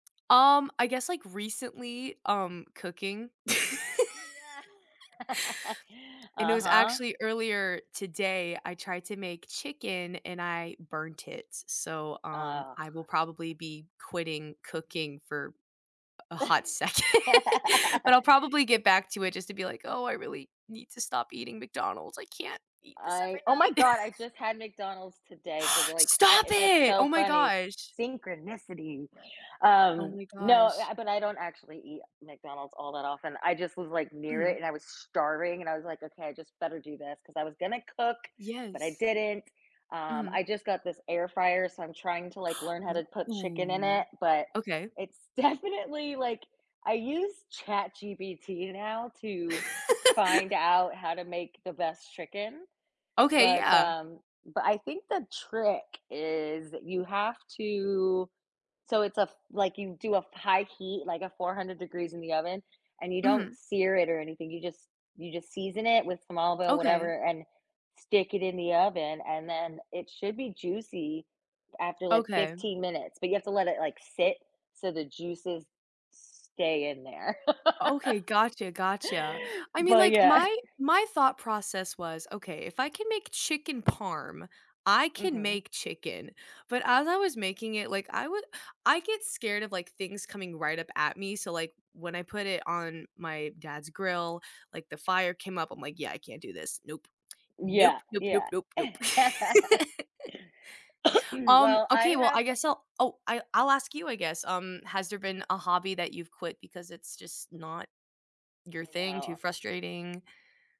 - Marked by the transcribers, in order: laugh; chuckle; laughing while speaking: "second"; laugh; laugh; gasp; surprised: "Stop it!"; gasp; drawn out: "Ooh"; laughing while speaking: "definitely"; laugh; laugh; laugh; laugh; cough; tapping; background speech
- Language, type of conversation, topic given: English, unstructured, How do you decide when to give up on a hobby or keep trying?
- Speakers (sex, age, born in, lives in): female, 18-19, Italy, United States; female, 40-44, United States, United States